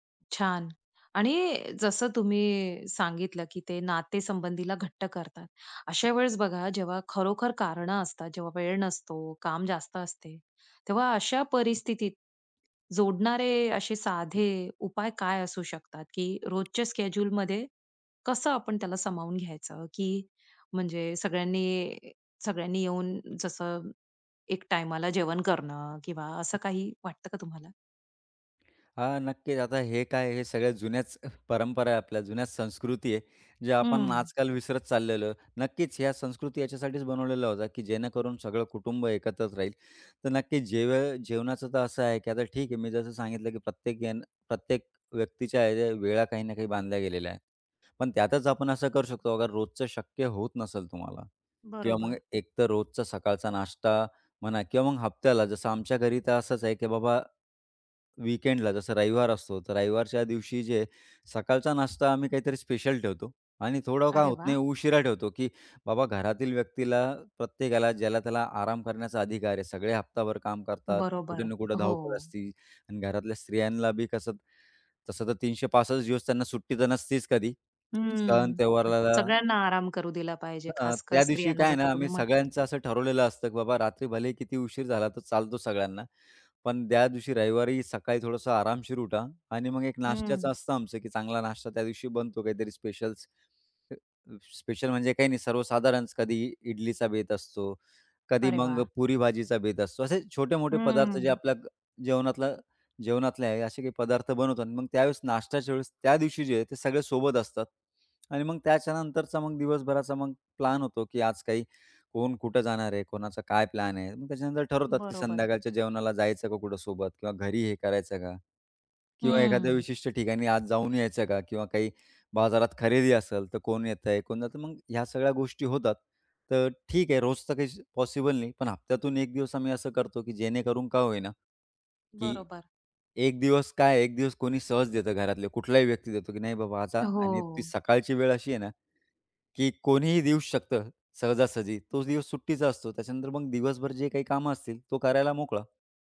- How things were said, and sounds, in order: other background noise; in English: "वीकेंडला"; in Hindi: "त्योहाराला"
- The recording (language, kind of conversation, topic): Marathi, podcast, कुटुंबासाठी एकत्र वेळ घालवणे किती महत्त्वाचे आहे?